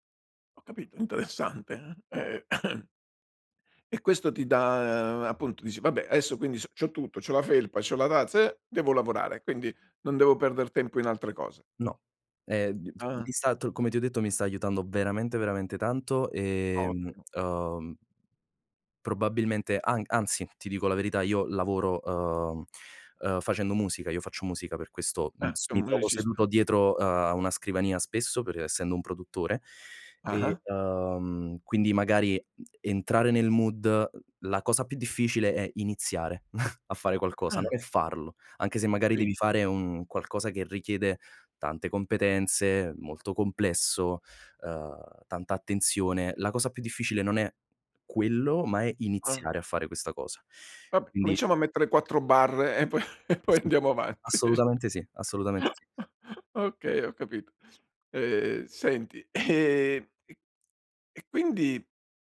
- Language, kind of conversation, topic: Italian, podcast, Hai qualche regola pratica per non farti distrarre dalle tentazioni immediate?
- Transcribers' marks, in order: cough; unintelligible speech; tapping; other background noise; in English: "mood"; chuckle; laughing while speaking: "po e poi andiamo avanti"; cough